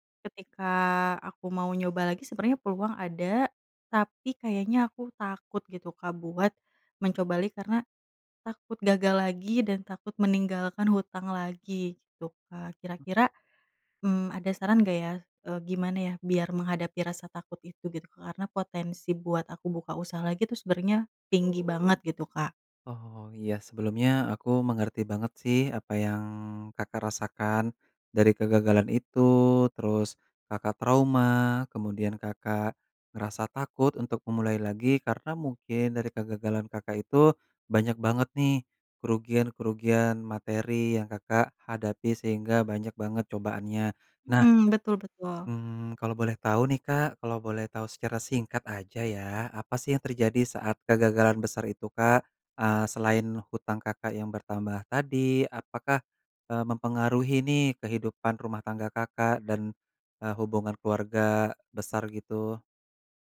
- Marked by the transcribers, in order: other background noise
- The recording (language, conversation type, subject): Indonesian, advice, Bagaimana cara mengatasi trauma setelah kegagalan besar yang membuat Anda takut mencoba lagi?